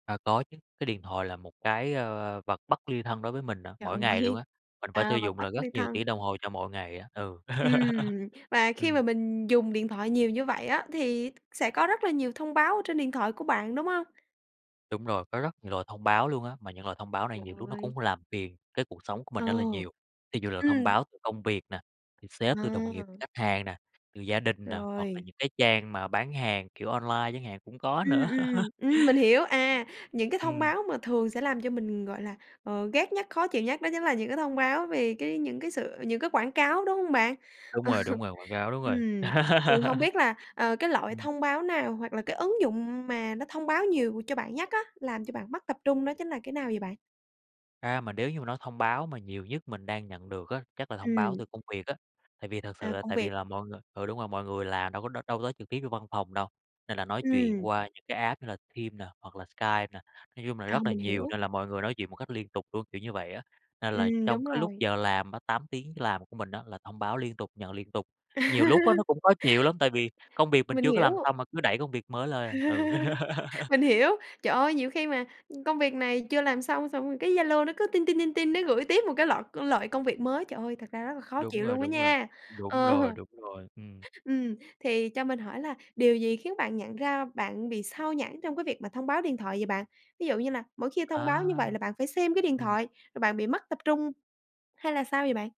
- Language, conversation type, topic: Vietnamese, podcast, Bạn xử lý thông báo trên điện thoại như thế nào để bớt xao nhãng?
- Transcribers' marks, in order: laughing while speaking: "ơi!"; tapping; laugh; laugh; laughing while speaking: "Ờ"; laugh; other background noise; in English: "app"; laugh; laugh; laughing while speaking: "Ờ"